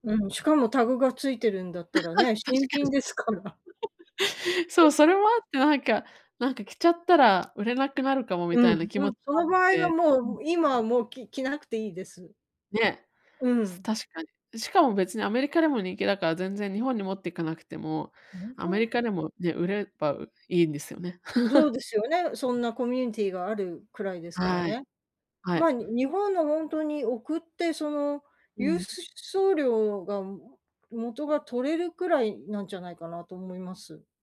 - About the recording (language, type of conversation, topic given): Japanese, advice, 衝動買いを減らすための習慣はどう作ればよいですか？
- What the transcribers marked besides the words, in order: laugh; laughing while speaking: "確かに。 そう、それもあってなんか"; laughing while speaking: "新品ですから"; laugh; chuckle; chuckle